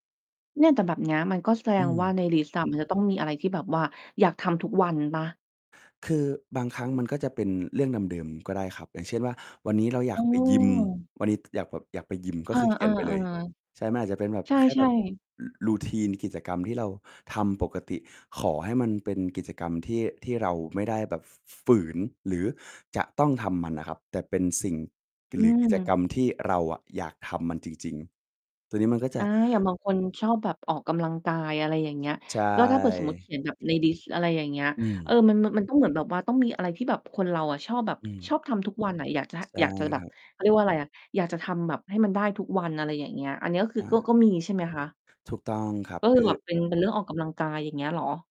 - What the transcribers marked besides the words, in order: distorted speech; in English: "routine"; static; other background noise
- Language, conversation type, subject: Thai, podcast, กิจวัตรตอนเช้าแบบไหนที่ทำให้คุณรู้สึกสดชื่น?